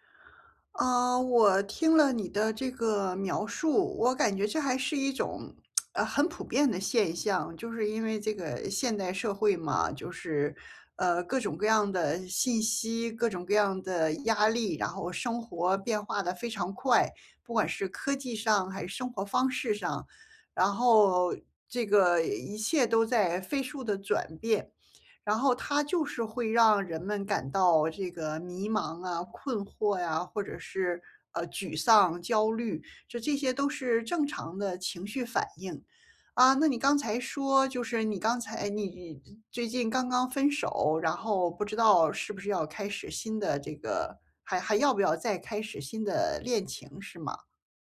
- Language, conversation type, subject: Chinese, advice, 我怎样在变化和不确定中建立心理弹性并更好地适应？
- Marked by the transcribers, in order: tsk